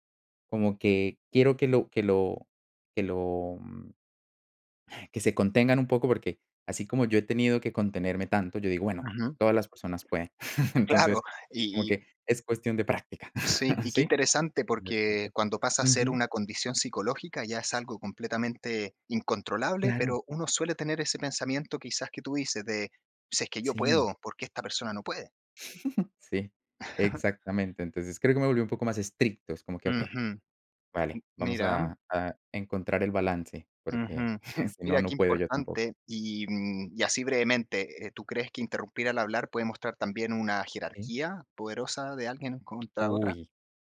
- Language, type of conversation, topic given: Spanish, podcast, ¿Por qué interrumpimos tanto cuando hablamos?
- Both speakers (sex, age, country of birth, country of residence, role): male, 30-34, Colombia, Netherlands, guest; male, 35-39, Dominican Republic, Germany, host
- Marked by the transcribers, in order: other background noise; chuckle; giggle; unintelligible speech; giggle; chuckle; giggle